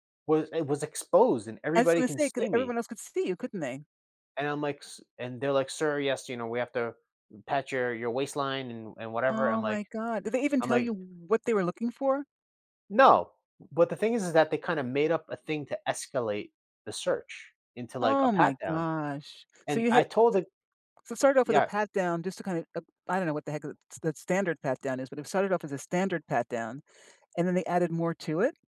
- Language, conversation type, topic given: English, unstructured, What annoys you most about airport security?
- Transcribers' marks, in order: none